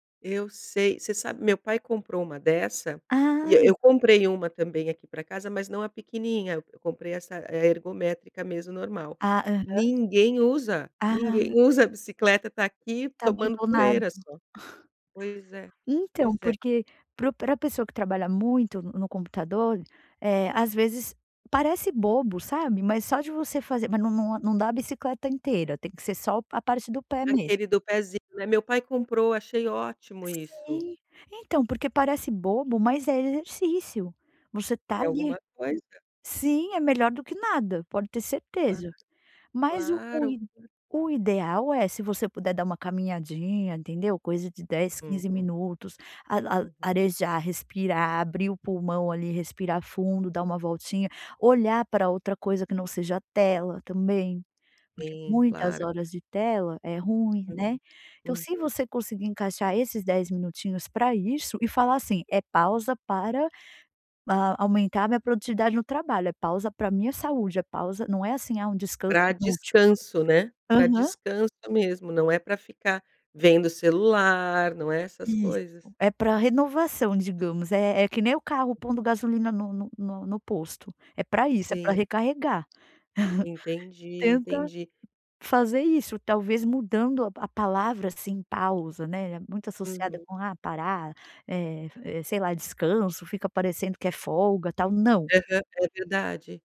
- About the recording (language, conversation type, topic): Portuguese, advice, Como descrever a sensação de culpa ao fazer uma pausa para descansar durante um trabalho intenso?
- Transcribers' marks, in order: tapping; unintelligible speech; giggle